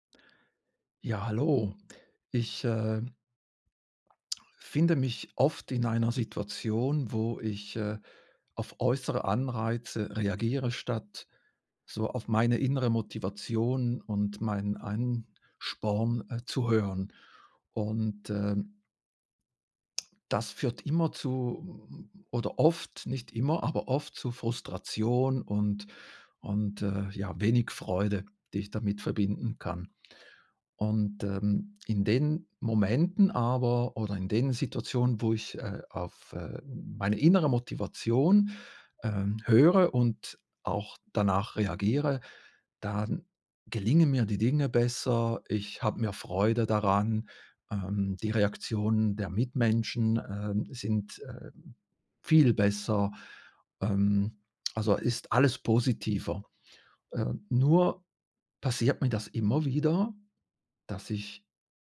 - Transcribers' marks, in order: other noise
- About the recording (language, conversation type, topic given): German, advice, Wie kann ich innere Motivation finden, statt mich nur von äußeren Anreizen leiten zu lassen?